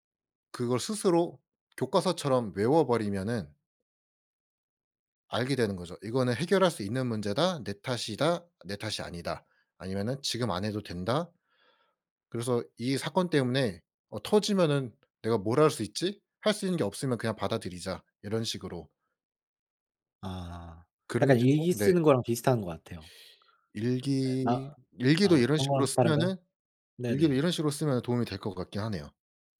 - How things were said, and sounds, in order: tapping
- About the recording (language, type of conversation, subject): Korean, unstructured, 좋은 감정을 키우기 위해 매일 실천하는 작은 습관이 있으신가요?